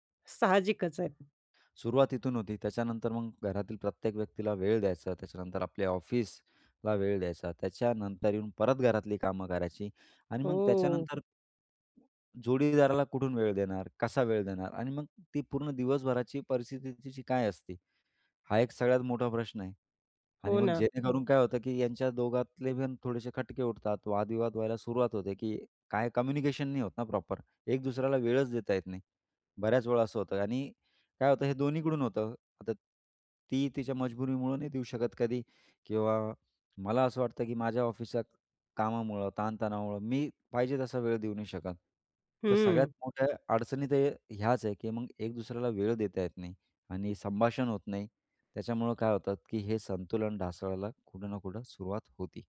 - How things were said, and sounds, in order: other background noise; other noise; tapping; in English: "प्रॉपर"
- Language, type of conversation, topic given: Marathi, podcast, कुटुंब आणि जोडीदार यांच्यात संतुलन कसे साधावे?